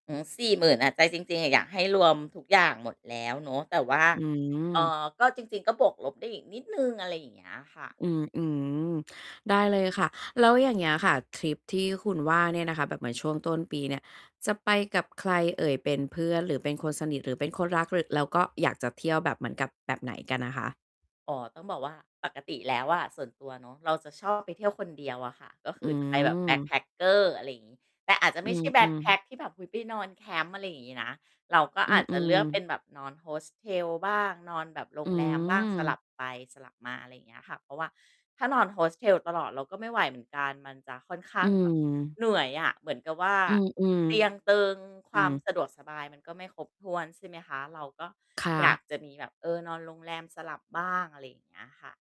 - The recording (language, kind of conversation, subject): Thai, advice, ฉันควรวางแผนและจัดการงบประมาณท่องเที่ยวอย่างไรให้ประหยัดและสนุกได้?
- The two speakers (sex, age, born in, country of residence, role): female, 40-44, Thailand, Thailand, advisor; female, 40-44, Thailand, Thailand, user
- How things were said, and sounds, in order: other background noise; in English: "backpacker"